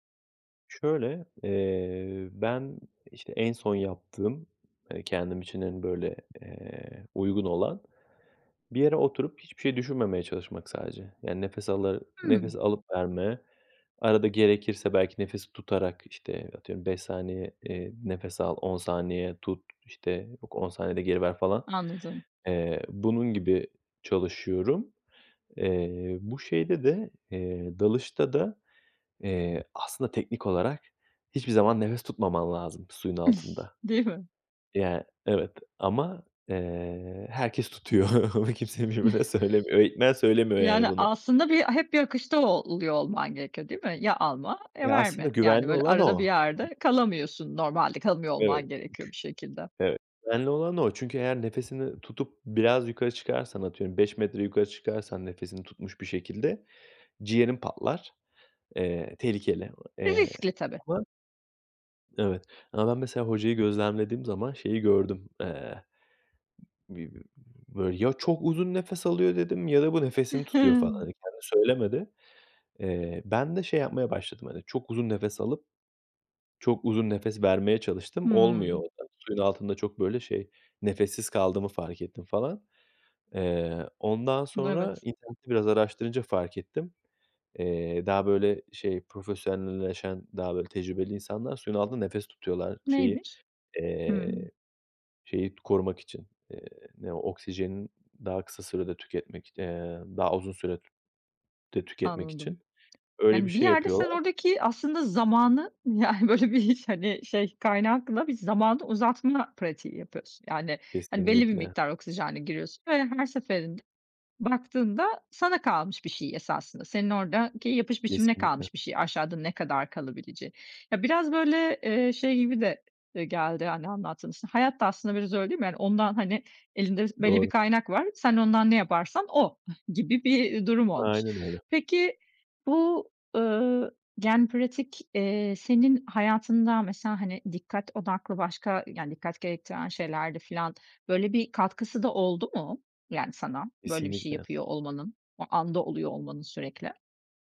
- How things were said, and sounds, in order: other background noise; giggle; chuckle; laughing while speaking: "kimse birbirine söylemiyor"; giggle; chuckle; tapping; tsk; laughing while speaking: "yani, böyle, bir"; giggle
- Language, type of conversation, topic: Turkish, podcast, Günde sadece yirmi dakikanı ayırsan hangi hobiyi seçerdin ve neden?
- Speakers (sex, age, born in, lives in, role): female, 40-44, Turkey, Greece, host; male, 35-39, Turkey, Poland, guest